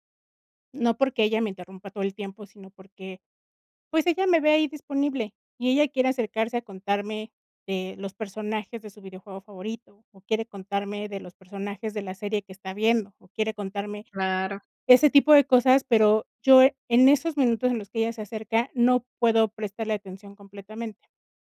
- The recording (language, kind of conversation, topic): Spanish, podcast, ¿Cómo describirías una buena comunicación familiar?
- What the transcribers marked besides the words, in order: none